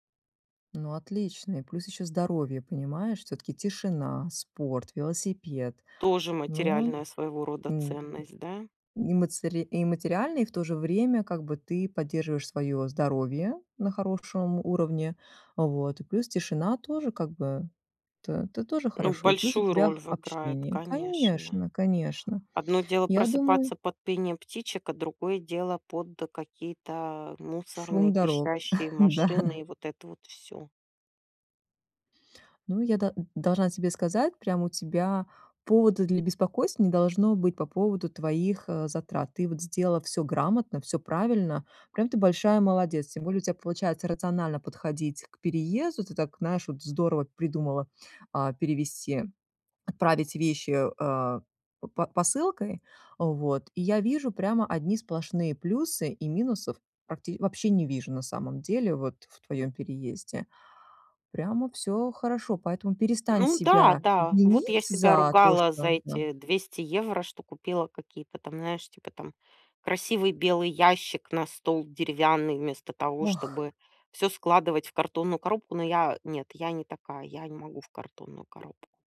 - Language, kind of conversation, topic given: Russian, advice, Как мне спланировать бюджет и сократить расходы на переезд?
- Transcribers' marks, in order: tapping; other background noise; chuckle; laughing while speaking: "Да"